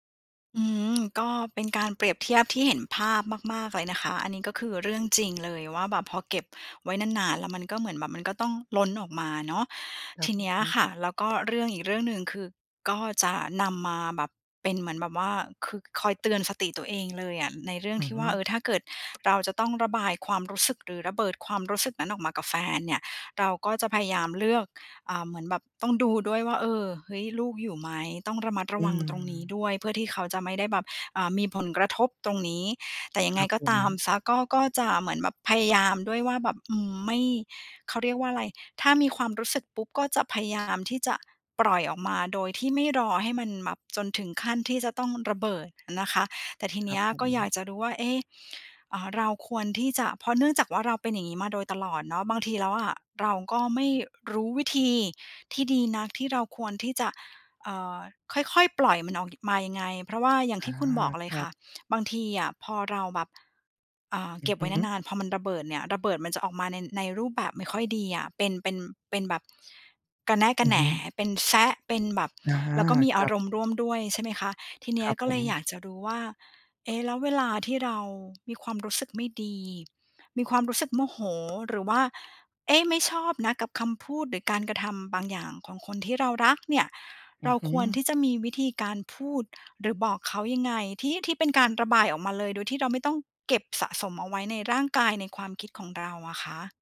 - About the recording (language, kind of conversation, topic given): Thai, advice, ทำไมฉันถึงเก็บความรู้สึกไว้จนสุดท้ายระเบิดใส่คนที่รัก?
- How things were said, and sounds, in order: other background noise; tapping